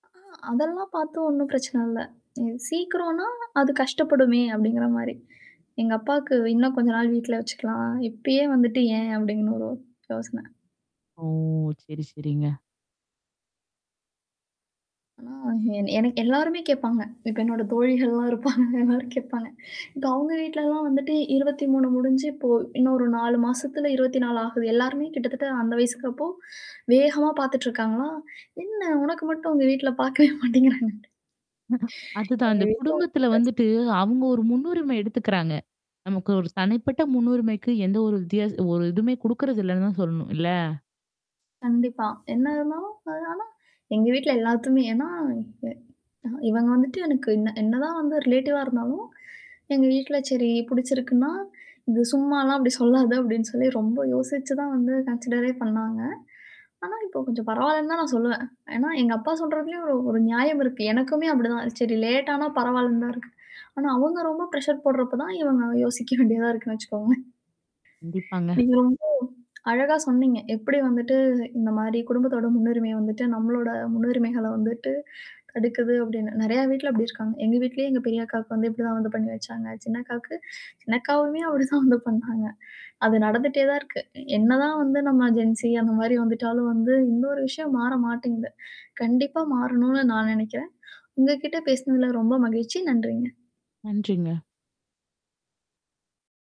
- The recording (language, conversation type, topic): Tamil, podcast, குடும்பத்தின் முன்னுரிமைகளையும் உங்கள் தனிப்பட்ட முன்னுரிமைகளையும் நீங்கள் எப்படிச் சமநிலைப்படுத்துவீர்கள்?
- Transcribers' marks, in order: drawn out: "ஓ!"; static; laughing while speaking: "இருப்பாங்க. எல்லாரும் கேப்பாங்க"; laughing while speaking: "பாக்கவே மாட்டேங்கிறாங்கன்ட்டு"; distorted speech; unintelligible speech; in English: "ரிலேட்டிவ்வா"; laughing while speaking: "அப்படி சொல்லாத"; in English: "கன்சிடரே"; in English: "லேட்டானா"; in English: "பிரஷர்"; laughing while speaking: "அப்படி தான் வந்து பண்ணாங்க"; in English: "ஜென்சி"